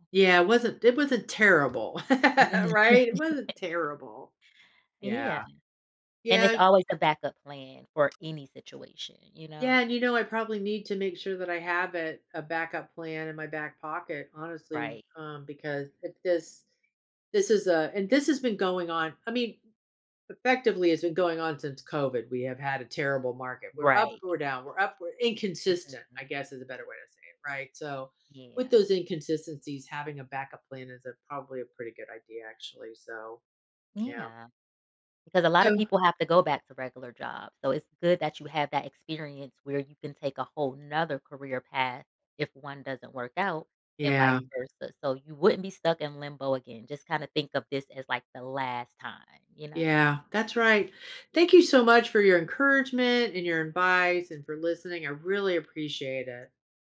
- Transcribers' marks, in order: laugh
- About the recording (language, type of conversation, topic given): English, advice, How can I get unstuck in my career?
- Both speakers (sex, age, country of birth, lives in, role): female, 35-39, United States, United States, advisor; female, 60-64, United States, United States, user